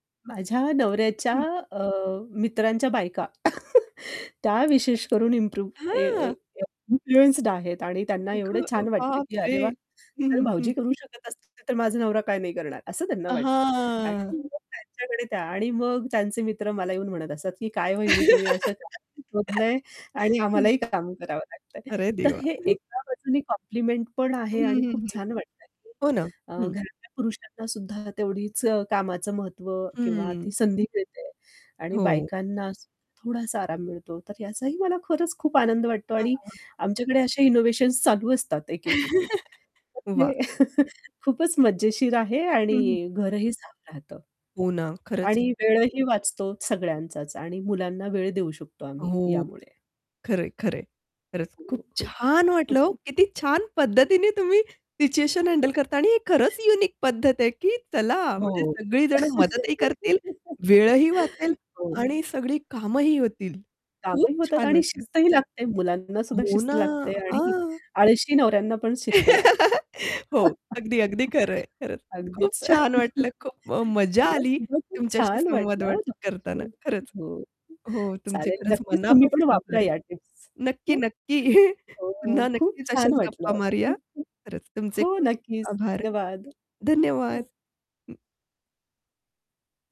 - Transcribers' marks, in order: tapping; laugh; distorted speech; in English: "इन्फ्लुएन्स्ड"; other background noise; static; drawn out: "हां"; unintelligible speech; laugh; unintelligible speech; chuckle; laugh; in English: "इनोव्हेशन्स"; laugh; stressed: "छान"; chuckle; laugh; in English: "युनिक"; laugh; laugh; laugh; chuckle; laughing while speaking: "नक्की"; chuckle
- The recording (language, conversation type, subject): Marathi, podcast, वेळ वाचवण्यासाठी कोणत्या घरगुती युक्त्या उपयोगी पडतात?